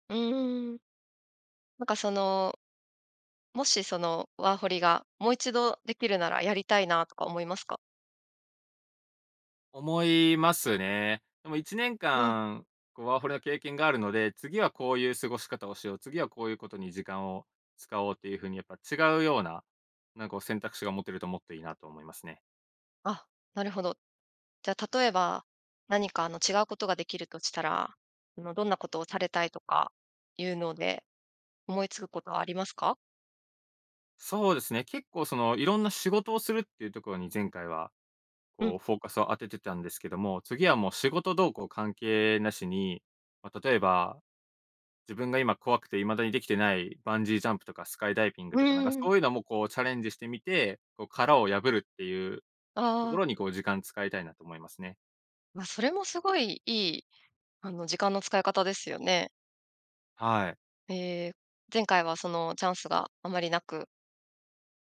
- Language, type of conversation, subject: Japanese, podcast, 初めて一人でやり遂げたことは何ですか？
- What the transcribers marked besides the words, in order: none